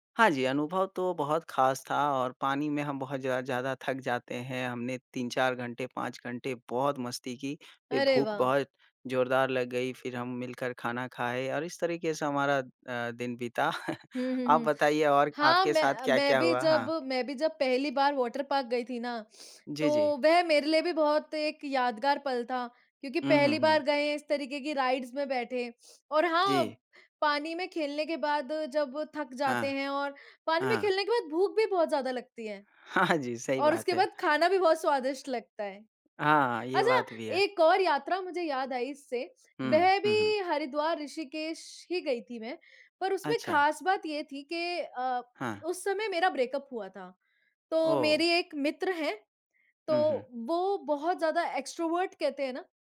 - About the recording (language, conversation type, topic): Hindi, unstructured, यात्रा के दौरान आपको कौन-सी यादें सबसे खास लगती हैं?
- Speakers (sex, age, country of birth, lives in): female, 25-29, India, India; male, 25-29, India, India
- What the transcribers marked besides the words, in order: chuckle; sniff; in English: "राईड्स"; laughing while speaking: "हाँ जी"; in English: "एक्स्ट्रोवर्ट"